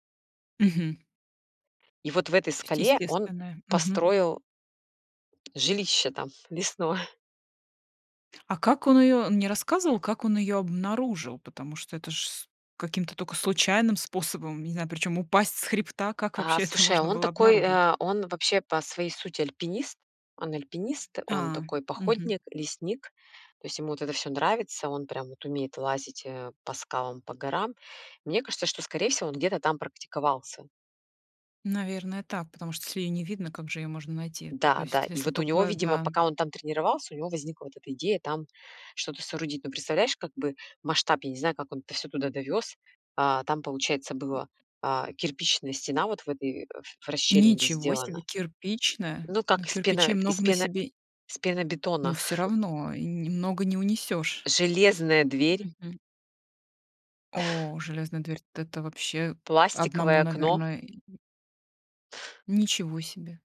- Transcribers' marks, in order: tapping; chuckle
- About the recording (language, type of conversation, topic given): Russian, podcast, Что вам больше всего запомнилось в вашем любимом походе?